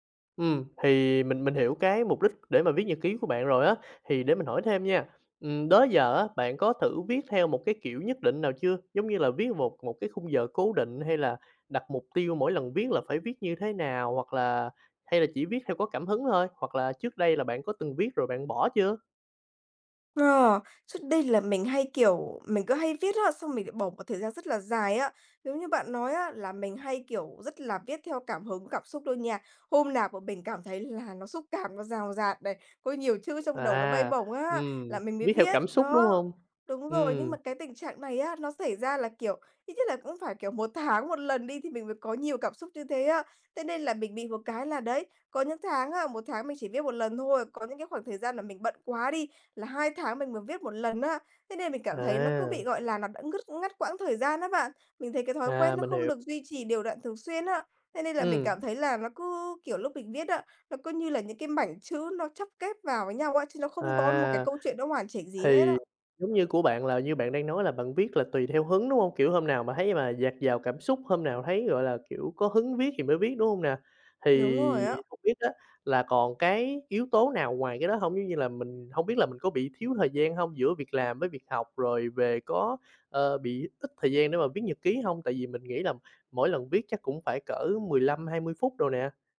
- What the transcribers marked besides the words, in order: other background noise
- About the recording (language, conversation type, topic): Vietnamese, advice, Làm sao để bắt đầu và duy trì thói quen viết nhật ký mà không bỏ giữa chừng?